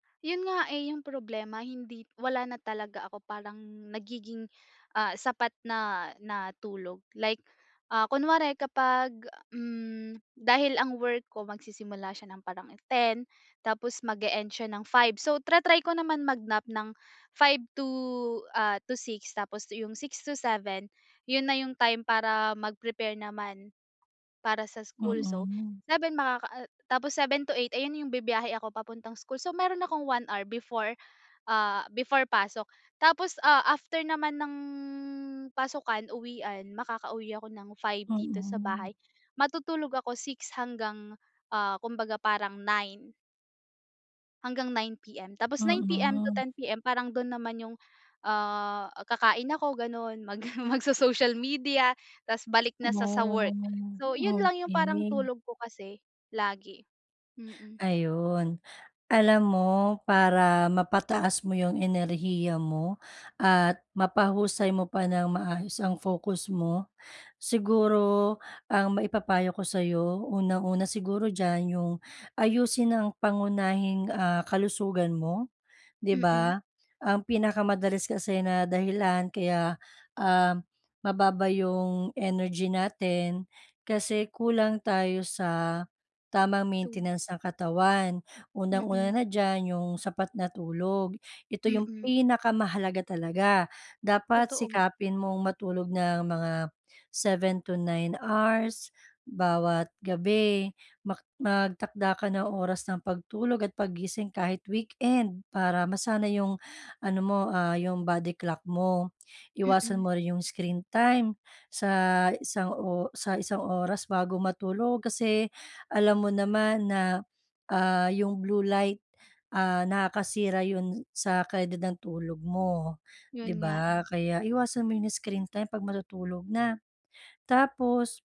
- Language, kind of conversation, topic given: Filipino, advice, Nahihirapan ba akong magpokus at mababa ang enerhiya ko dahil pagod lang, o burnout na?
- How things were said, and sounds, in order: none